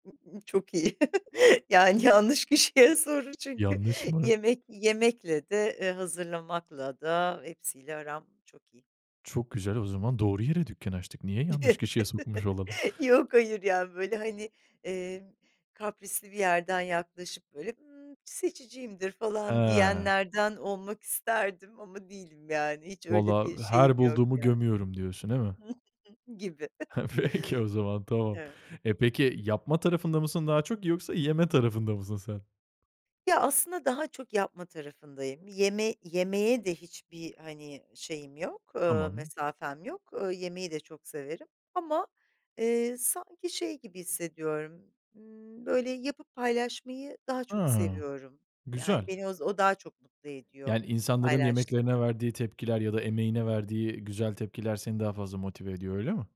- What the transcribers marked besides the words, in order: laughing while speaking: "çok iyi, yani, yanlış kişiye soru çünkü"; laughing while speaking: "Evet"; put-on voice: "ımm, seçiciyimdir"; other noise; laughing while speaking: "peki o zaman"
- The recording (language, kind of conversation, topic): Turkish, podcast, Sokak yemekleri arasında favorin hangisi?